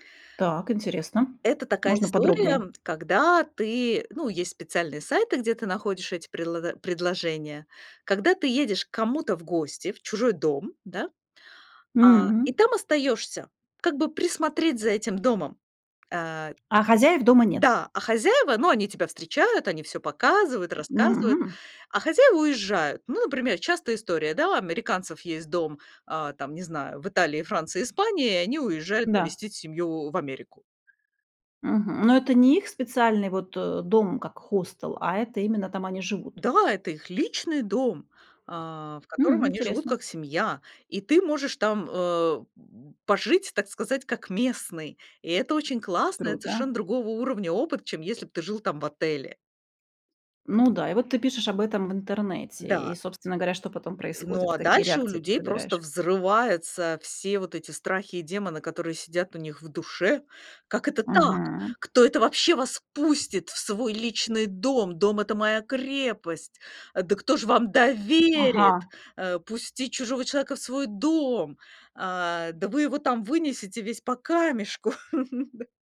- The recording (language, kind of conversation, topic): Russian, podcast, Как вы реагируете на критику в социальных сетях?
- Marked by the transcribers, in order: tapping; other background noise; put-on voice: "Как это так! Кто это … весь по камешку"; chuckle